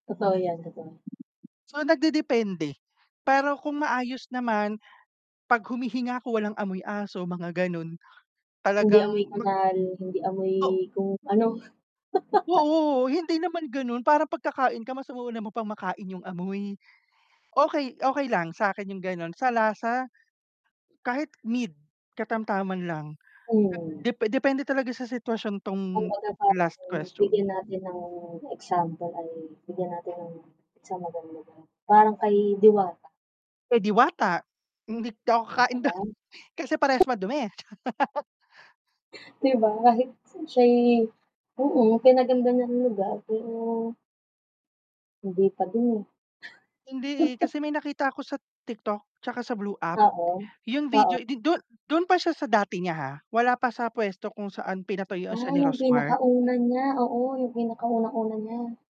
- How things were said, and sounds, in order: static; tapping; laugh; distorted speech; unintelligible speech; laughing while speaking: "ka-kain dun kasi parehas madumi"; laughing while speaking: "'Di ba, kahit siya'y oo"; chuckle
- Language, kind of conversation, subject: Filipino, unstructured, Paano mo pinipili ang bagong restoran na susubukan?